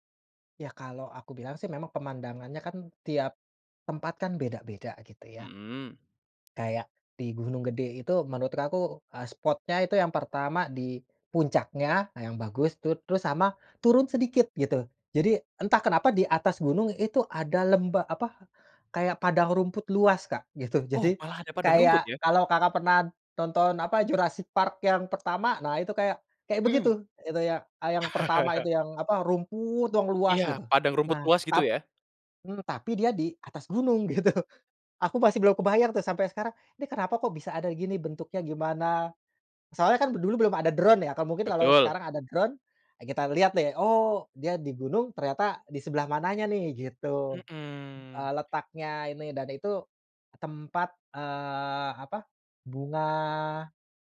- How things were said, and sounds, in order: other background noise; chuckle; laughing while speaking: "gitu"
- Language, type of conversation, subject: Indonesian, podcast, Apa momen paling bikin kamu merasa penasaran waktu jalan-jalan?